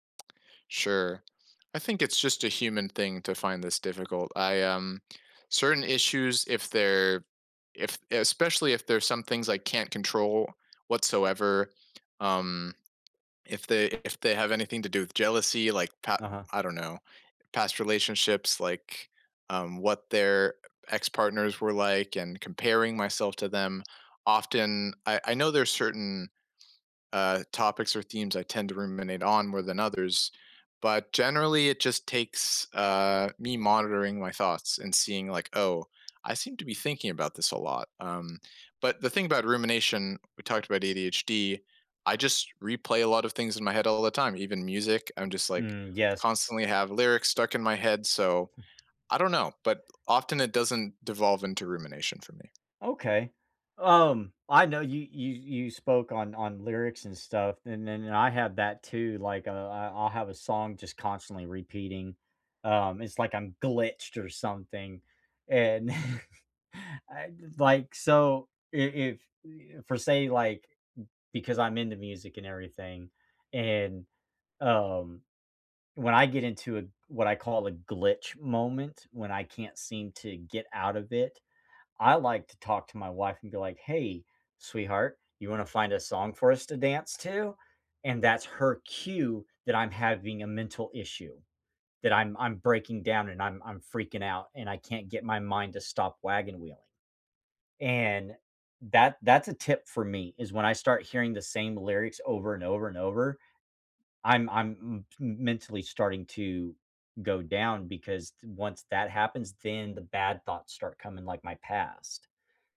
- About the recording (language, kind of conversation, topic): English, unstructured, How can you make time for reflection without it turning into rumination?
- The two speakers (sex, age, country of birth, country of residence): male, 25-29, United States, United States; male, 45-49, United States, United States
- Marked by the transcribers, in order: tapping; stressed: "glitched"; chuckle